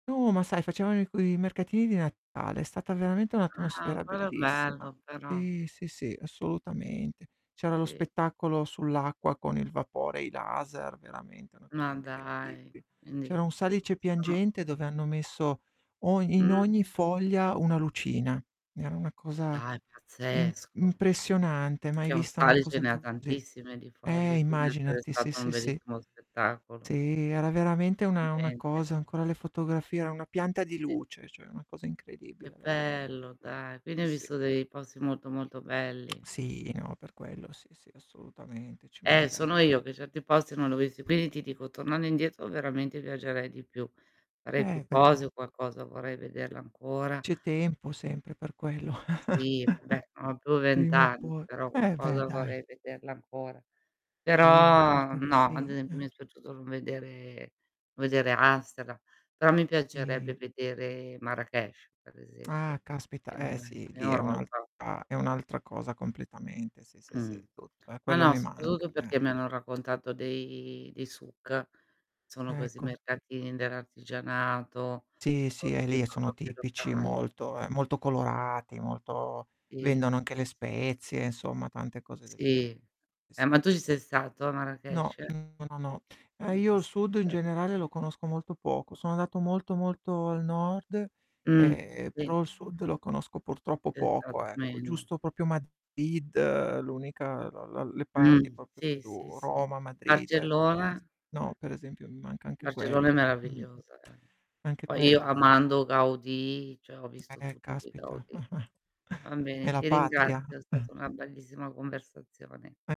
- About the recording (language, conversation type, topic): Italian, unstructured, Come scegli le mete per una vacanza ideale?
- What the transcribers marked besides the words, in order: distorted speech; static; tapping; "Veramente" said as "ramente"; background speech; chuckle; other background noise; drawn out: "Sì"; "proprio" said as "propio"; "proprio" said as "propio"; chuckle